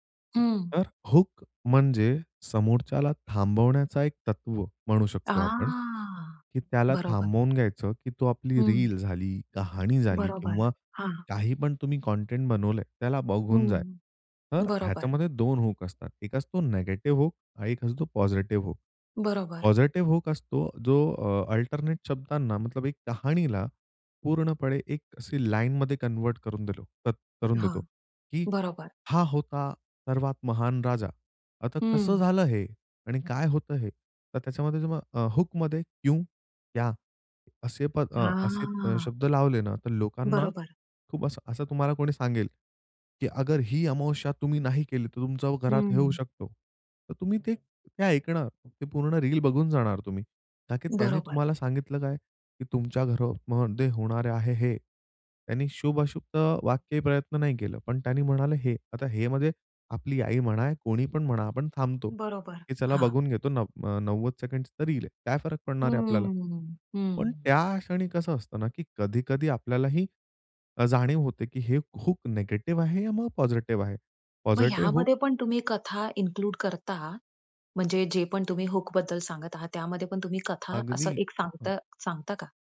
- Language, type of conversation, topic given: Marathi, podcast, कथा सांगताना समोरच्या व्यक्तीचा विश्वास कसा जिंकतोस?
- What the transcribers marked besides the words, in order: surprised: "हां"; drawn out: "हां"; tapping; in English: "निगेटिव्ह"; in English: "पॉझिटिव्ह"; in English: "पॉझिटिव्ह"; in English: "अल्टरनेट"; in Hindi: "मतलब"; in English: "लाईनमध्ये कन्व्हर्ट"; drawn out: "हां"; in Hindi: "अगर"; in Hindi: "ताकी"; in English: "निगेटिव्ह"; in English: "पॉझिटिव्ह"; in English: "पॉझिटिव्ह"; other background noise; in English: "इन्क्लूड"